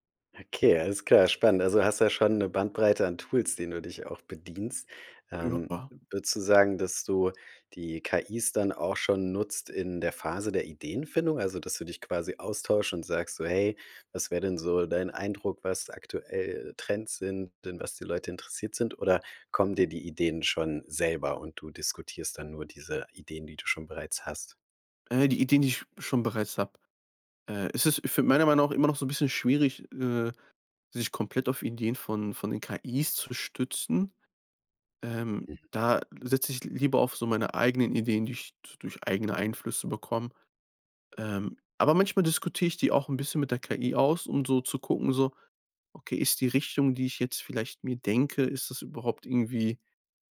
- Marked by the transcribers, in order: none
- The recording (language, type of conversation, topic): German, podcast, Wie testest du Ideen schnell und günstig?